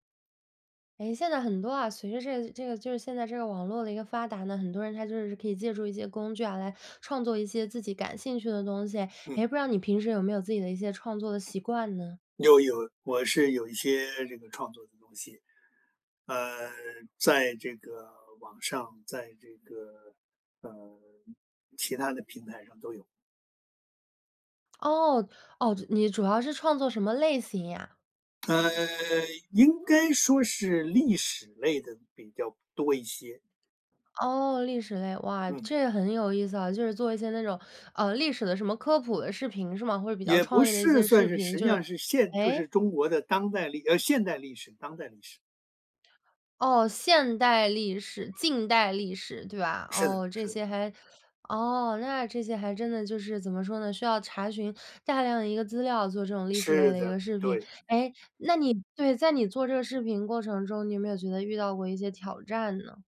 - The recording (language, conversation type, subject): Chinese, podcast, 你在创作时如何突破创作瓶颈？
- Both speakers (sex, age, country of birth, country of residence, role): female, 20-24, China, Sweden, host; male, 70-74, China, United States, guest
- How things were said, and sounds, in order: other background noise